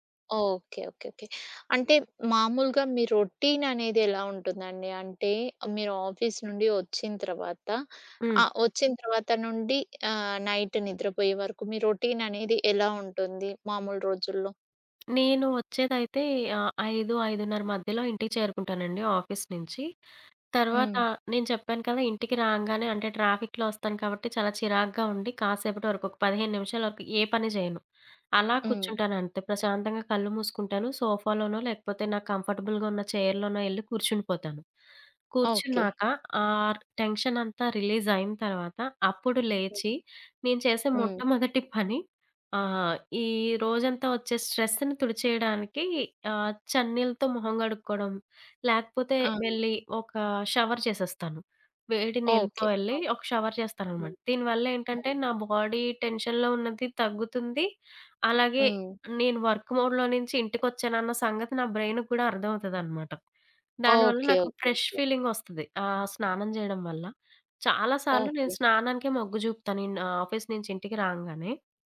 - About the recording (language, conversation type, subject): Telugu, podcast, పని తర్వాత మానసికంగా రిలాక్స్ కావడానికి మీరు ఏ పనులు చేస్తారు?
- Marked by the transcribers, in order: tapping; in English: "రొటీన్"; in English: "నైట్"; in English: "రొటీన్"; in English: "ఆఫీస్"; in English: "ట్రాఫిక్‌లో"; in English: "సోఫాలోనో"; in English: "కంఫర్టబుల్‌గా"; in English: "చైర్‌లోనో"; in English: "టెన్షన్"; in English: "రిలీజ్"; in English: "స్ట్రెస్‌ని"; in English: "షవర్"; in English: "షవర్"; in English: "బాడీ టెన్షన్‌లో"; in English: "వర్క్ మోడ్‌లో"; other background noise; in English: "బ్రెయిన్‌కి"; in English: "ఫ్రెష్ ఫీలింగ్"; in English: "ఆఫీస్"